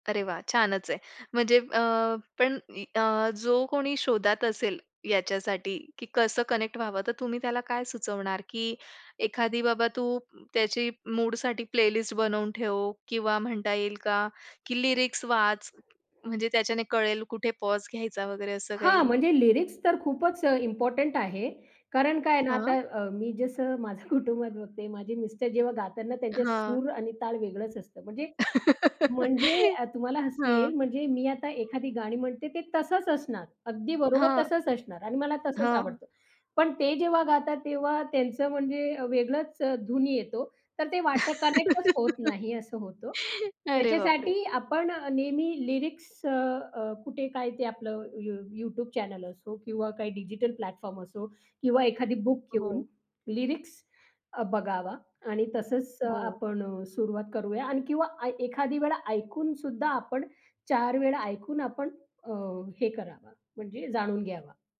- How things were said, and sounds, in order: in English: "कनेक्ट"; in English: "प्लेलिस्ट"; in English: "लिरिक्स"; in English: "पॉज"; in English: "लिरिक्स"; in English: "इम्पोर्टंट"; giggle; giggle; in English: "कनेक्टच"; in English: "लिरिक्स"; in English: "डिजिटल प्लॅटफॉर्म"; in English: "लिरिक्स"; other background noise
- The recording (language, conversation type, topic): Marathi, podcast, संगीताच्या माध्यमातून तुम्हाला स्वतःची ओळख कशी सापडते?